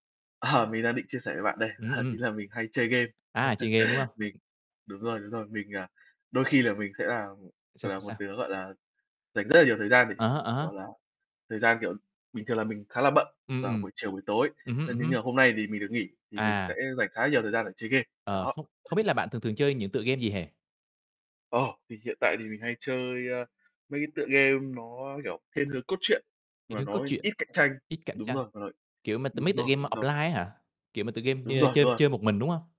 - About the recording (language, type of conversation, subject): Vietnamese, unstructured, Bạn có tin rằng trò chơi điện tử có thể gây nghiện và ảnh hưởng tiêu cực đến cuộc sống không?
- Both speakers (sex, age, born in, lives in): male, 20-24, Vietnam, Vietnam; male, 25-29, Vietnam, Vietnam
- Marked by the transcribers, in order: laughing while speaking: "Ờ"; chuckle; other background noise; distorted speech; other noise; tapping